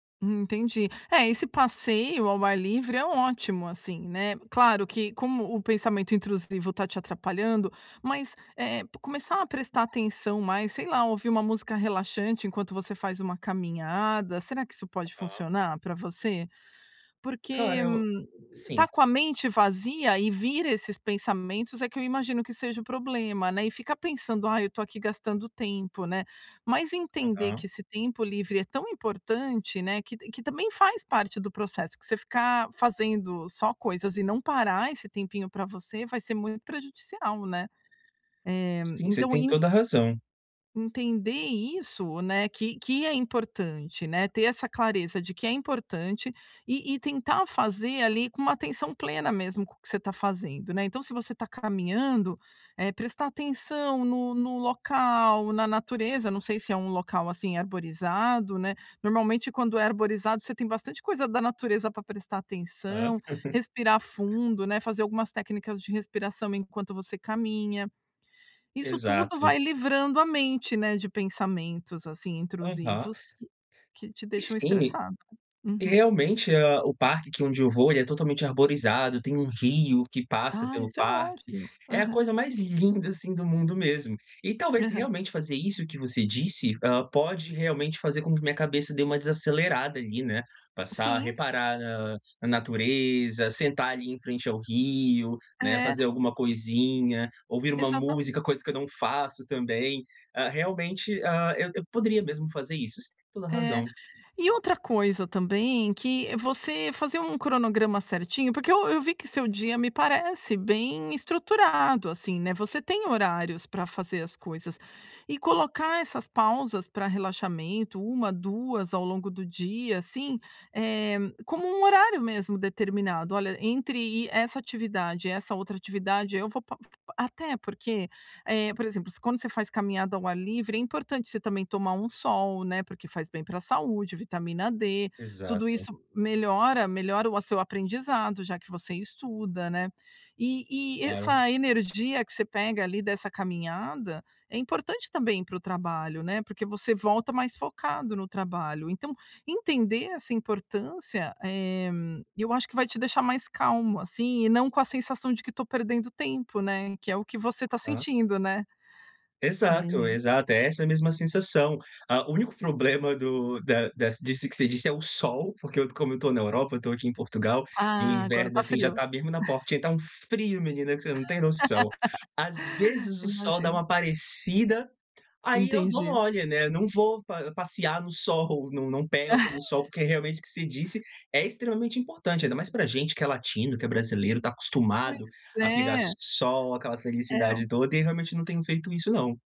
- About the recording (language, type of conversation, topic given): Portuguese, advice, Por que não consigo relaxar no meu tempo livre, mesmo quando tento?
- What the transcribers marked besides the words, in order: laugh; tapping; laugh; laughing while speaking: "sol"; laugh